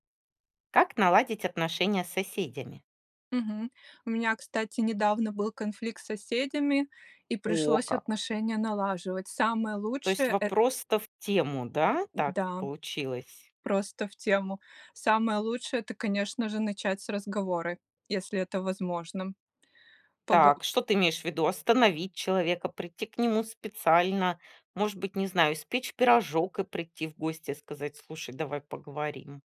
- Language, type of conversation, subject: Russian, podcast, Как наладить отношения с соседями?
- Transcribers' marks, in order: none